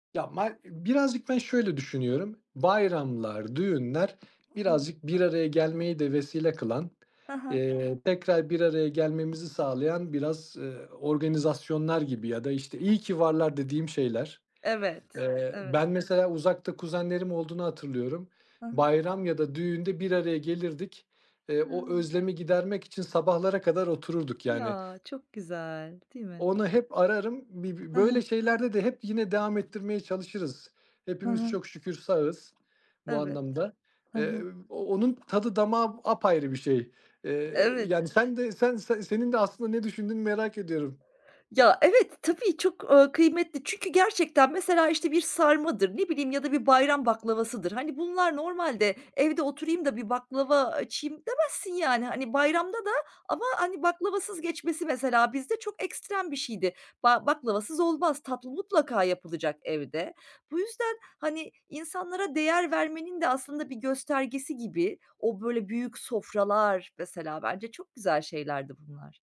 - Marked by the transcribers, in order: other background noise; tapping
- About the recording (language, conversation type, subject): Turkish, unstructured, Bayramlarda en sevdiğiniz yemek hangisi?